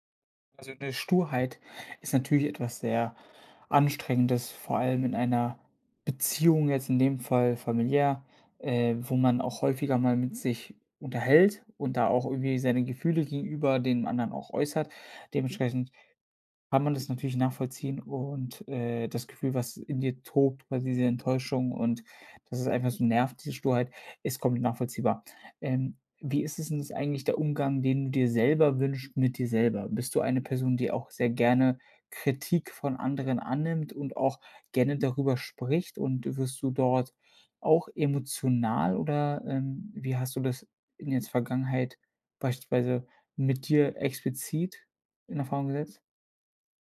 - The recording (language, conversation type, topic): German, advice, Wie kann ich das Schweigen in einer wichtigen Beziehung brechen und meine Gefühle offen ausdrücken?
- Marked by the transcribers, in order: none